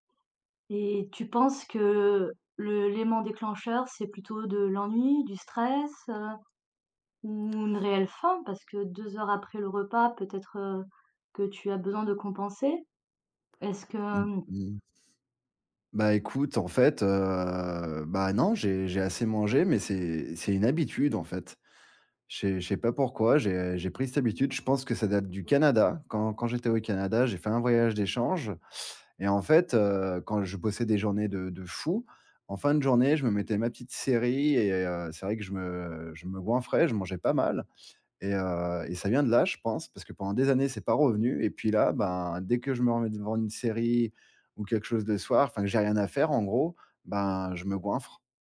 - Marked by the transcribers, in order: drawn out: "heu"
- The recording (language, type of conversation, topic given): French, advice, Comment puis-je remplacer le grignotage nocturne par une habitude plus saine ?